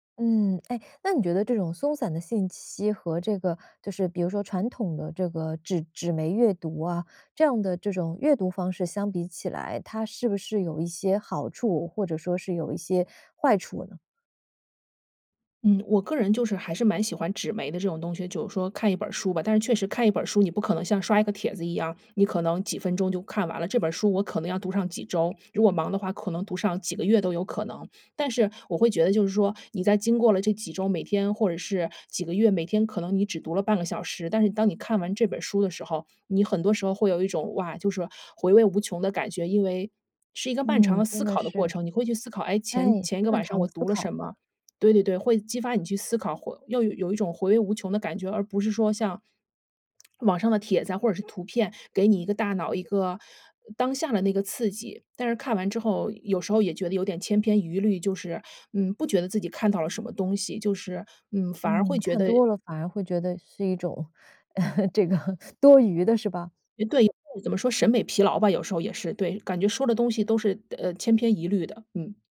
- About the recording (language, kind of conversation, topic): Chinese, podcast, 你觉得社交媒体让人更孤独还是更亲近？
- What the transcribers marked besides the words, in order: "一" said as "余"; laugh; laughing while speaking: "这个"